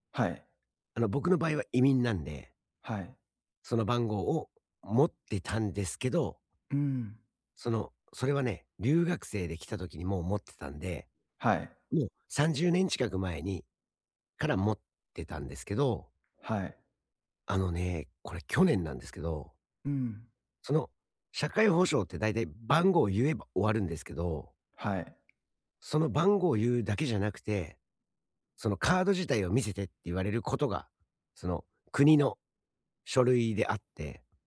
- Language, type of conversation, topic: Japanese, advice, 税金と社会保障の申告手続きはどのように始めればよいですか？
- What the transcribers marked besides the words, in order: none